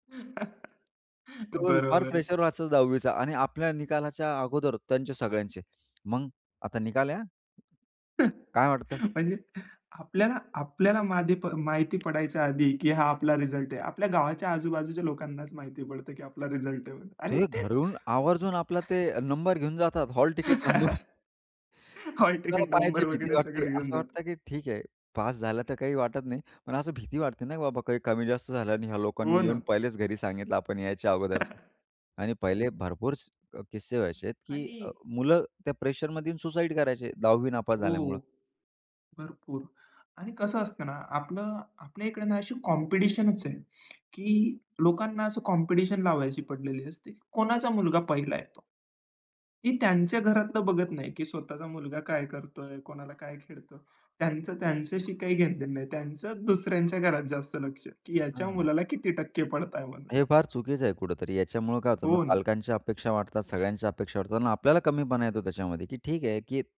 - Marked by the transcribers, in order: chuckle; tapping; chuckle; laughing while speaking: "म्हणजे"; other noise; chuckle; laughing while speaking: "हॉलतिकिट नंबर वगैरे सगळं घेऊन जातो"; laughing while speaking: "नंबर"; unintelligible speech; chuckle; laughing while speaking: "त्यांचं दुसऱ्यांच्या घरात जास्त लक्ष … टक्के पडताय म्हणून"
- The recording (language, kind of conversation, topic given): Marathi, podcast, मुलांवरच्या अपेक्षांमुळे तणाव कसा निर्माण होतो?